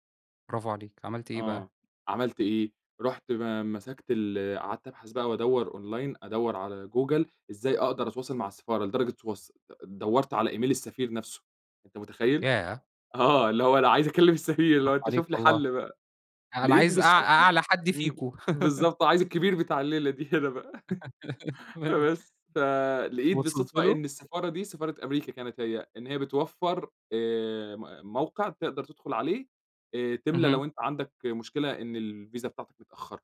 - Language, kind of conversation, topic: Arabic, podcast, إزاي اتعاملت مع تعطل مفاجئ وإنت مسافر؟
- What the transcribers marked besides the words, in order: in English: "online"; in English: "email"; laughing while speaking: "آه، اللي هو أنا عايز … لي حل بقى"; tapping; chuckle; laughing while speaking: "تمام"; laughing while speaking: "دي هنا بقى. فبس"